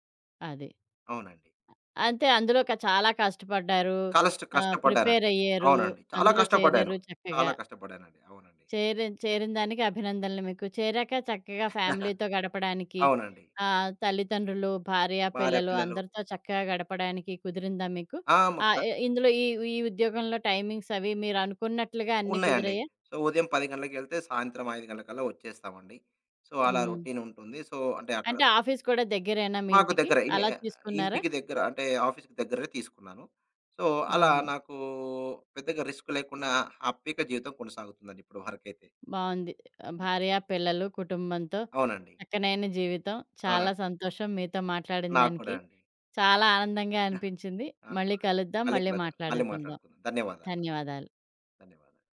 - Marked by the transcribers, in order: chuckle; in English: "ఫ్యామిలీతో"; in English: "టైమింగ్స్"; in English: "సో"; in English: "సో"; in English: "సో"; in English: "ఆఫీస్"; in English: "ఆఫీస్‌కి"; in English: "సో"; in English: "రిస్క్"; in English: "హ్యాపీగా"; other background noise; giggle
- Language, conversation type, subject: Telugu, podcast, స్థిర ఉద్యోగం ఎంచుకోవాలా, లేదా కొత్త అవకాశాలను స్వేచ్ఛగా అన్వేషించాలా—మీకు ఏది ఇష్టం?